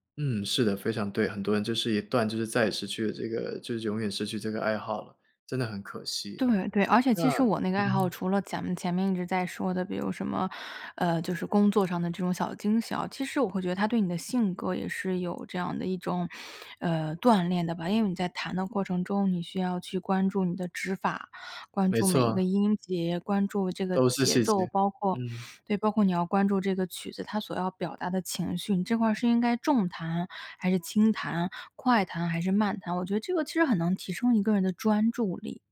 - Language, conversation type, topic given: Chinese, podcast, 你平常有哪些能让你开心的小爱好？
- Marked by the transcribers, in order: "咱们" said as "剪们"